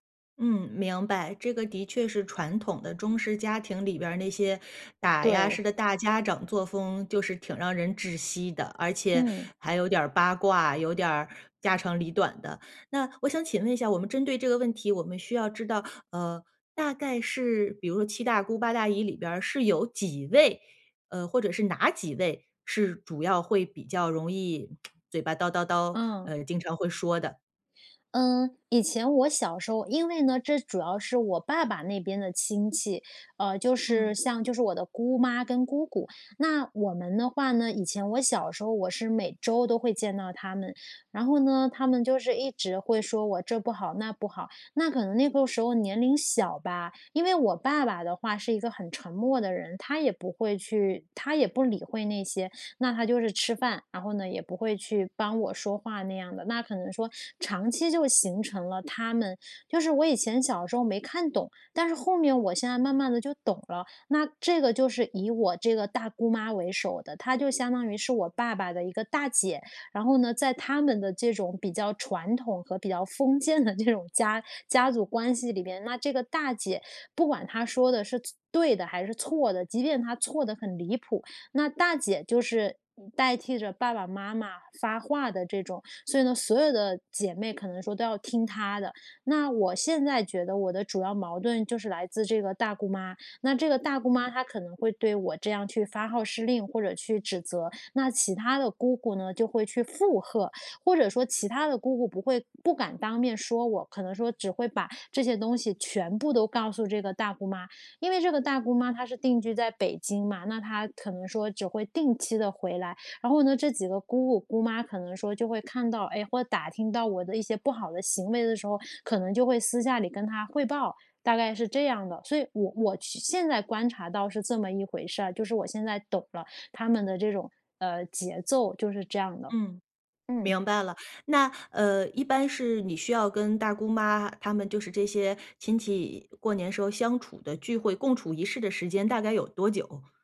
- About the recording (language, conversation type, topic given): Chinese, advice, 如何在家庭聚会中既保持和谐又守住界限？
- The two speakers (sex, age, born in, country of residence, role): female, 30-34, China, Thailand, user; female, 40-44, China, United States, advisor
- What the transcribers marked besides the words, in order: tapping; other background noise; laughing while speaking: "的这种"